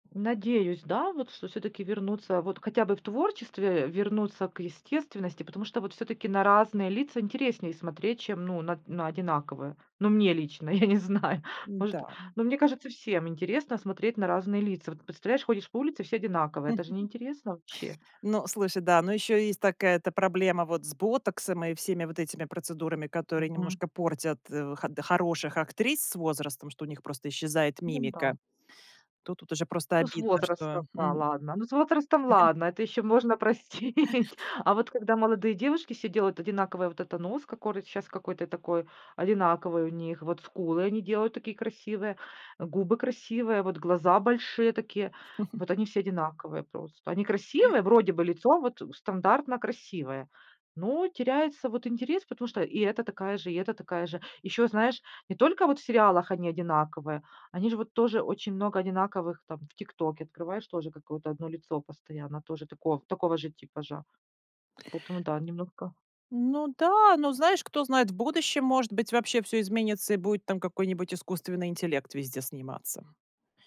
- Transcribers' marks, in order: laughing while speaking: "я не знаю"; chuckle; chuckle; laughing while speaking: "простить"; chuckle; chuckle; tapping
- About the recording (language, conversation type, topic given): Russian, podcast, Насколько важно разнообразие в кино и сериалах?